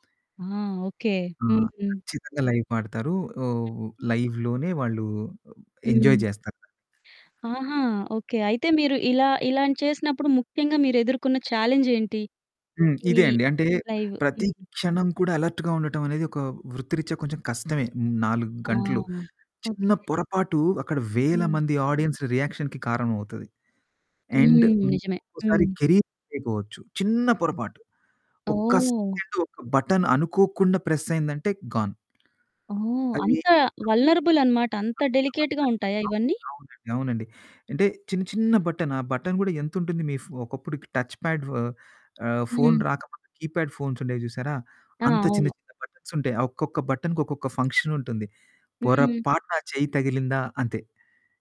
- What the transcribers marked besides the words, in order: static; in English: "లైవ్"; other background noise; in English: "లైవ్‌లోనే"; in English: "ఎంజాయ్"; in English: "అలర్ట్‌గా"; in English: "ఆడియన్స్ రియాక్షన్‌కి"; in English: "అండ్"; distorted speech; in English: "బటన్"; in English: "గాన్"; in English: "వల్నరబుల్"; unintelligible speech; in English: "డెలికేట్‌గా"; in English: "వల్నెరబుల్‌గా"; in English: "బటన్"; in English: "బటన్"; in English: "టచ్ పాడ్"; in English: "కీప్యాడ్"; in English: "బటన్‌కి"
- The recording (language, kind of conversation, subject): Telugu, podcast, పని ద్వారా మీకు సంతోషం కలగాలంటే ముందుగా ఏం అవసరం?